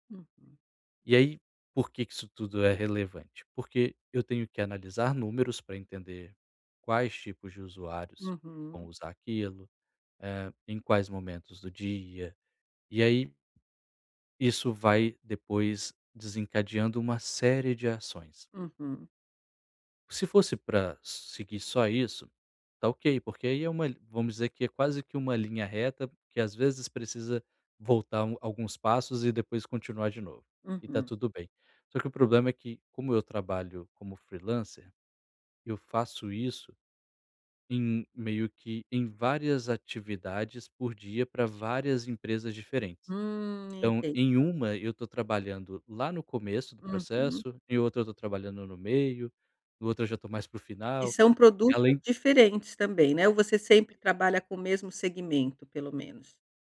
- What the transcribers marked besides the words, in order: in English: "freelancer"; unintelligible speech
- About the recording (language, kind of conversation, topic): Portuguese, advice, Como posso alternar entre tarefas sem perder o foco?